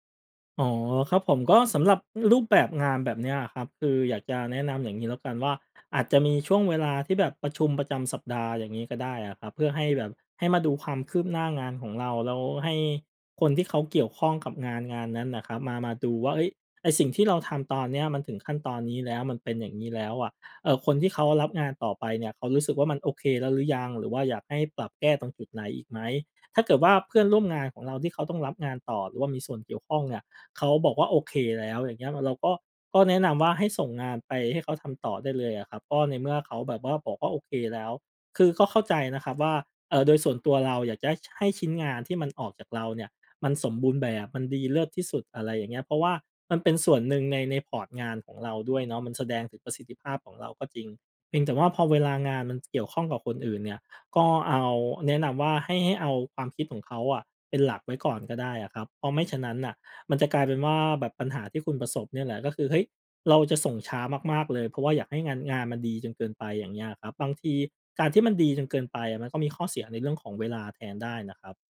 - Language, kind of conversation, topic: Thai, advice, ทำไมคุณถึงติดความสมบูรณ์แบบจนกลัวเริ่มงานและผัดวันประกันพรุ่ง?
- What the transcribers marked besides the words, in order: other background noise; in English: "พอร์ต"